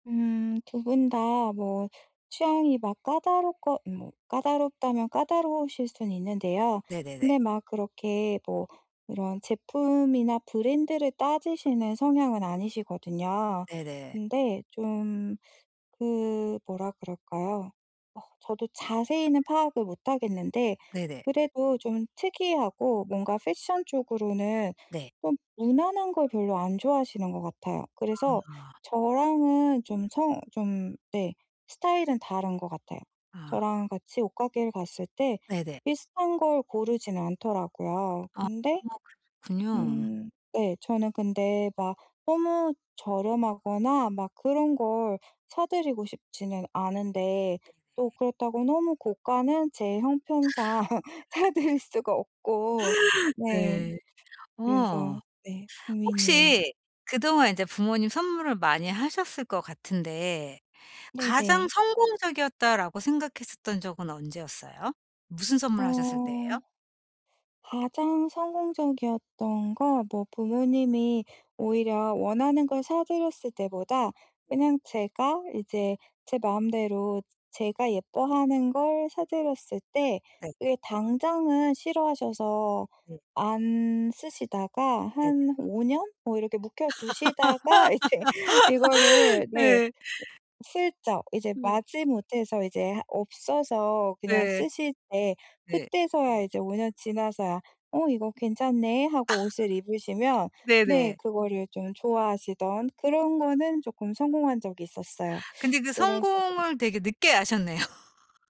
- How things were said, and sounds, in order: tapping; laugh; laughing while speaking: "형편상 사 드릴"; other background noise; laughing while speaking: "이제"; laugh; laugh; laughing while speaking: "하셨네요"
- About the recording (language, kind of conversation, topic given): Korean, advice, 예산 안에서 옷이나 선물을 잘 고를 수 있을까요?